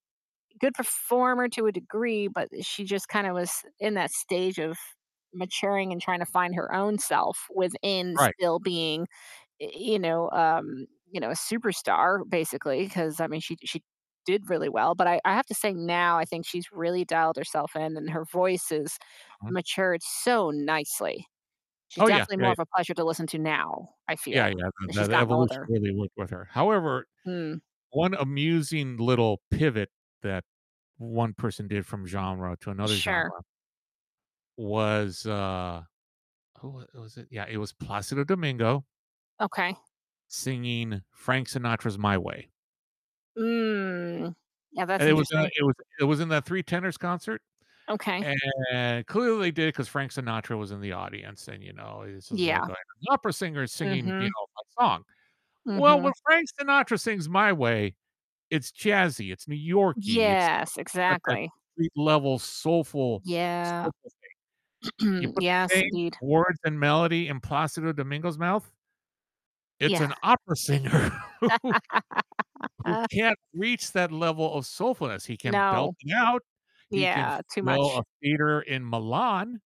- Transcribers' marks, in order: distorted speech; drawn out: "Mm"; throat clearing; laughing while speaking: "singer who"; laugh
- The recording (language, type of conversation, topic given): English, unstructured, How do you react when a band you love changes its sound, and how do your reactions differ from other people’s?